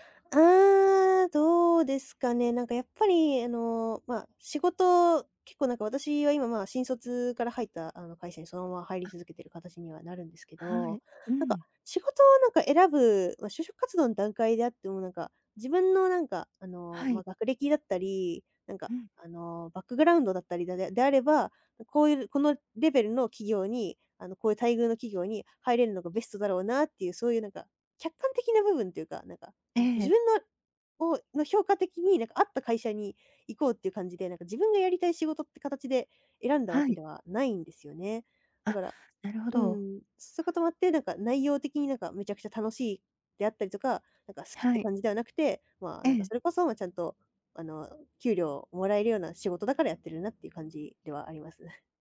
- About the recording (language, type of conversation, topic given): Japanese, advice, 仕事に行きたくない日が続くのに、理由がわからないのはなぜでしょうか？
- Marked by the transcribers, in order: other background noise